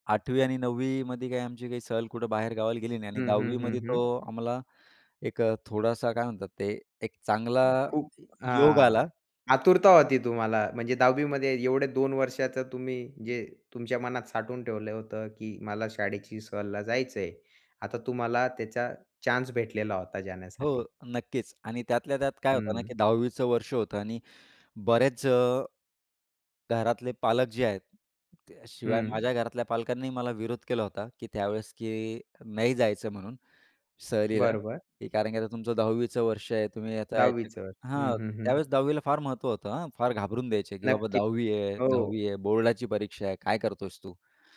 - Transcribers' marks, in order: other background noise
- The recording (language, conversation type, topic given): Marathi, podcast, तुमच्या शिक्षणाच्या प्रवासातला सर्वात आनंदाचा क्षण कोणता होता?